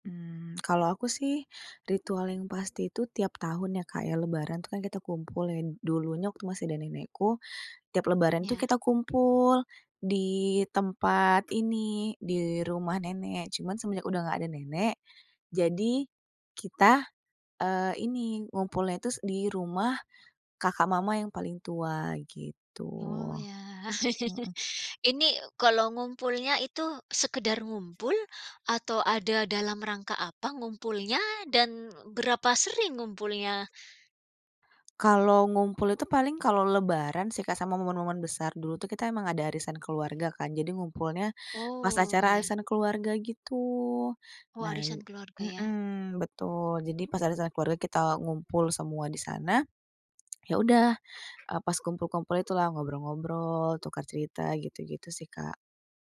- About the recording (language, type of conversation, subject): Indonesian, podcast, Ritual keluarga apa yang terus kamu jaga hingga kini dan makin terasa berarti, dan kenapa begitu?
- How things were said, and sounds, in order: chuckle; other background noise